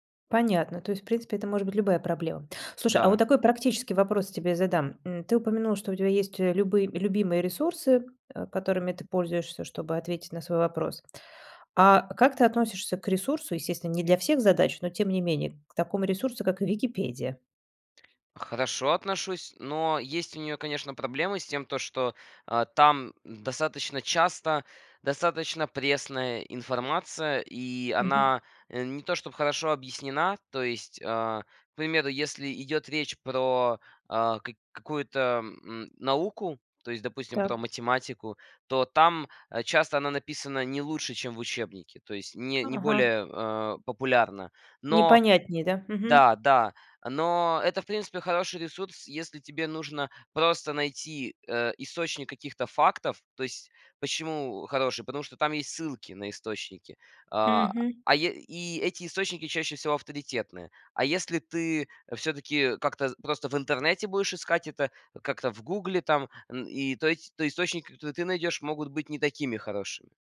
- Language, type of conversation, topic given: Russian, podcast, Как вы формируете личную библиотеку полезных материалов?
- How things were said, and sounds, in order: none